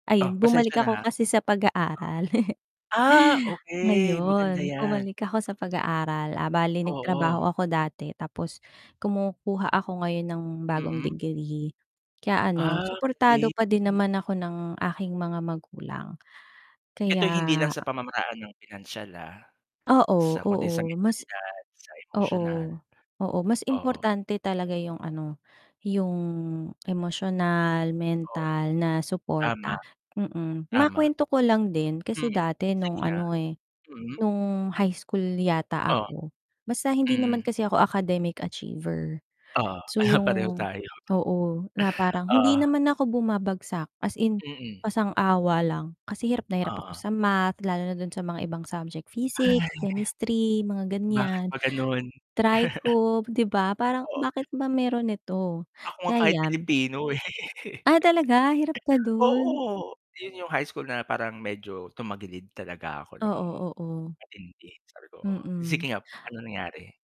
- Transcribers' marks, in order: chuckle; background speech; static; distorted speech; tapping; laugh; laugh
- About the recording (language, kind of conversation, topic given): Filipino, unstructured, Paano mo mahihikayat ang mga magulang na suportahan ang pag-aaral ng kanilang anak?